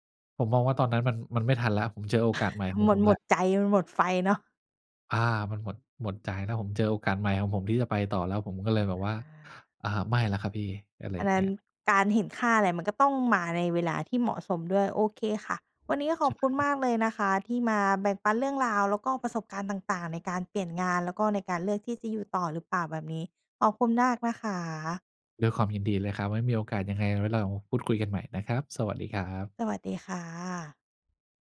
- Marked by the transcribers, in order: chuckle; tapping
- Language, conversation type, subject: Thai, podcast, ถ้าคิดจะเปลี่ยนงาน ควรเริ่มจากตรงไหนดี?
- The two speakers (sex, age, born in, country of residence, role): female, 30-34, Thailand, Thailand, host; male, 50-54, Thailand, Thailand, guest